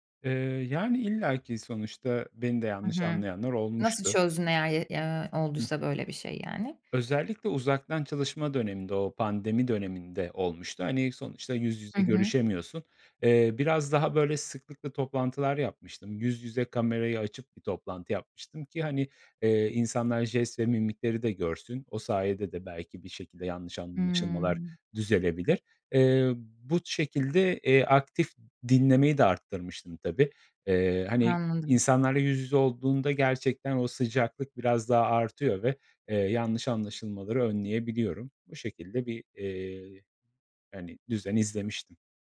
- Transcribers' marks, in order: none
- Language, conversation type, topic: Turkish, podcast, Zorlu bir ekip çatışmasını nasıl çözersin?